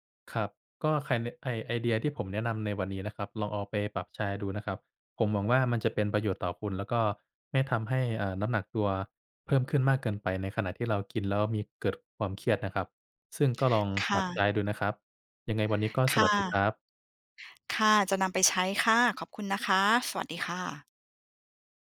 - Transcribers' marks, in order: none
- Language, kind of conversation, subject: Thai, advice, ทำไมฉันถึงกินมากเวลาเครียดแล้วรู้สึกผิด และควรจัดการอย่างไร?